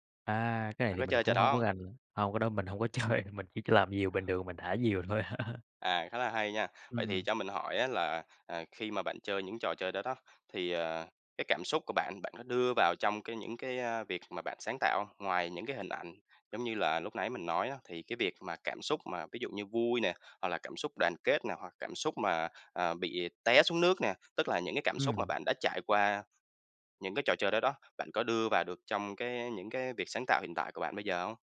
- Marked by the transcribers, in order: laughing while speaking: "chơi"; laugh; tapping
- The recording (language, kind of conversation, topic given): Vietnamese, podcast, Trải nghiệm thời thơ ấu đã ảnh hưởng đến sự sáng tạo của bạn như thế nào?